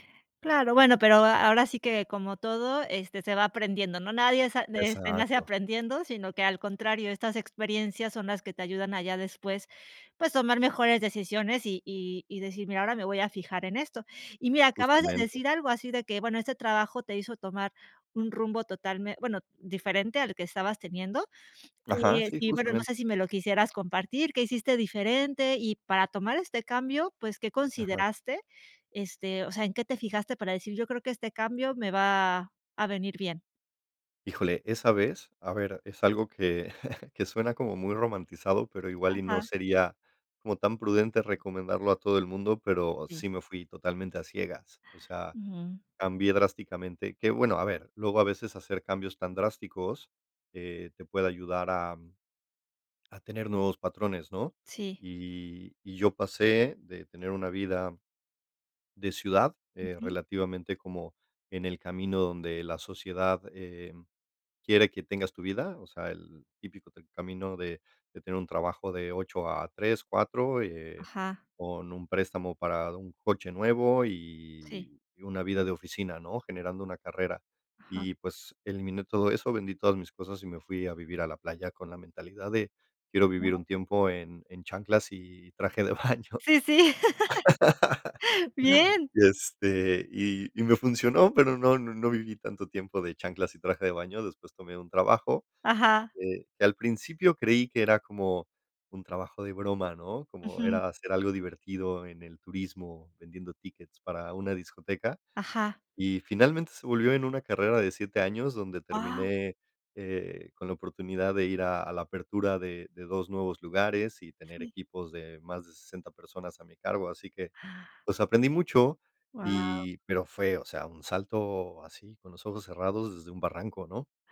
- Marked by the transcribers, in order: chuckle; laughing while speaking: "baño"; laugh; teeth sucking
- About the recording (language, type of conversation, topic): Spanish, podcast, ¿Qué errores cometiste al empezar la transición y qué aprendiste?